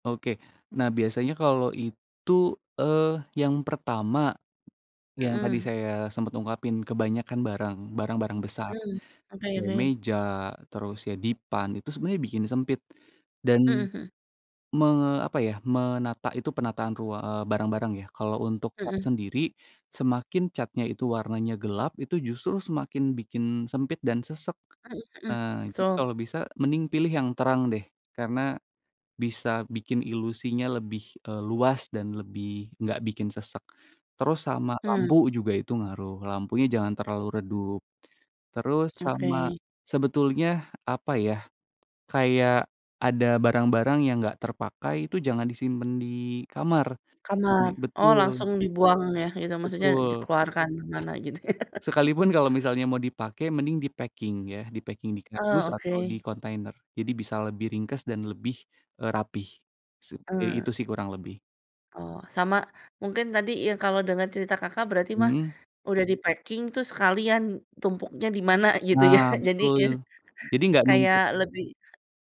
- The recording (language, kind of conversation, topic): Indonesian, podcast, Bagaimana cara membuat kamar kos yang kecil terasa lebih luas?
- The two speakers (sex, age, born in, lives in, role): female, 40-44, Indonesia, Indonesia, host; male, 30-34, Indonesia, Indonesia, guest
- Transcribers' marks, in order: other background noise; chuckle; in English: "dipacking"; in English: "dipacking"; in English: "dipacking"; laughing while speaking: "ya"